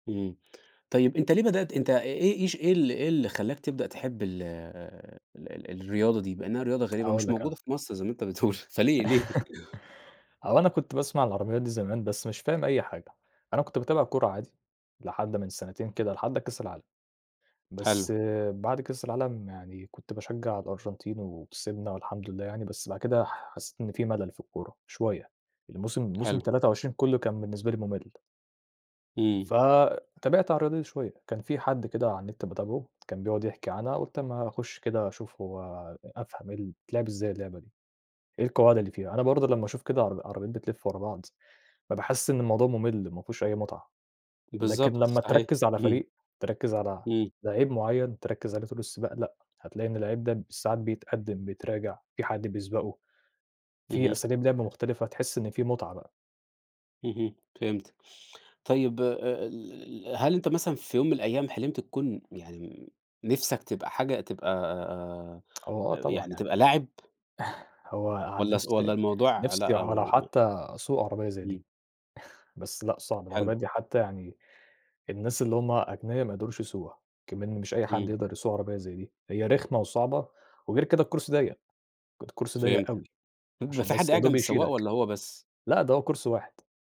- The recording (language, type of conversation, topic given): Arabic, podcast, لو حد حب يجرب هوايتك، تنصحه يعمل إيه؟
- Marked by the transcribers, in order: laughing while speaking: "ما أنت بتقول، فليه ليه؟"; laugh; horn; tsk; chuckle; chuckle